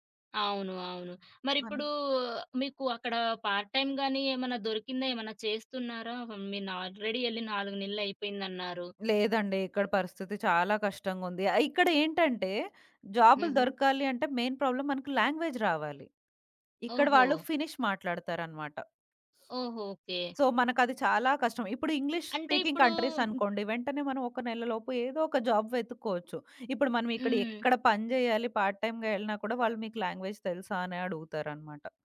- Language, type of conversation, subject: Telugu, podcast, స్వల్ప కాలంలో మీ జీవితాన్ని మార్చేసిన సంభాషణ ఏది?
- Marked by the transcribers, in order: in English: "పార్ట్"; tapping; in English: "మెయిన్ ప్రాబ్లమ్"; in English: "లాంగ్వేజ్"; other background noise; in English: "సో"; in English: "ఇంగ్లీష్ స్పీకింగ్"; in English: "జాబ్"; in English: "పార్ట్"; in English: "లాంగ్వేజ్"